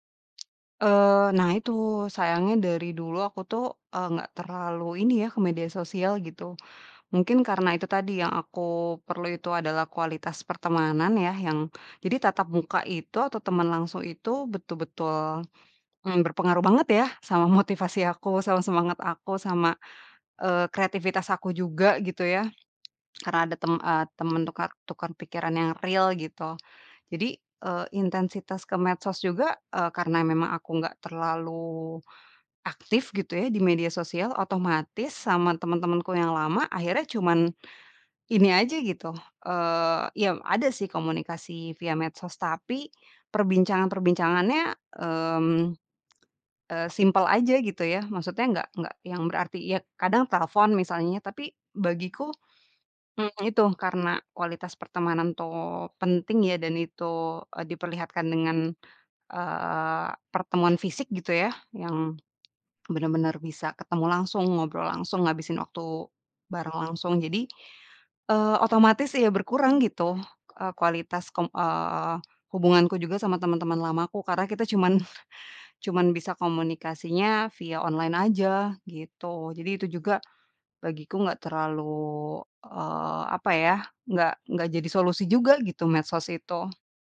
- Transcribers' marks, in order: swallow; in English: "real"
- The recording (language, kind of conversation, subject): Indonesian, advice, Bagaimana cara pindah ke kota baru tanpa punya teman dekat?